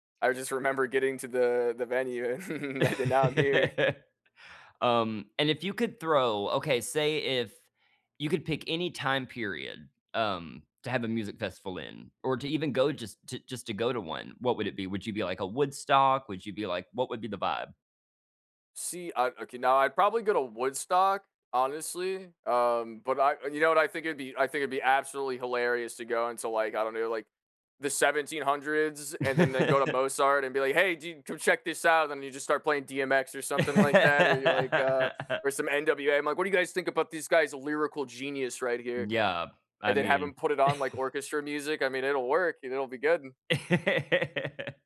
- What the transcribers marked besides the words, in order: giggle; laugh; chuckle; laugh; chuckle; laugh
- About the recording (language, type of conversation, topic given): English, unstructured, How would you design your dream music festival, including the headliners, hidden gems, vibe, and shared memories?
- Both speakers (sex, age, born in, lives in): male, 20-24, United States, United States; male, 35-39, United States, United States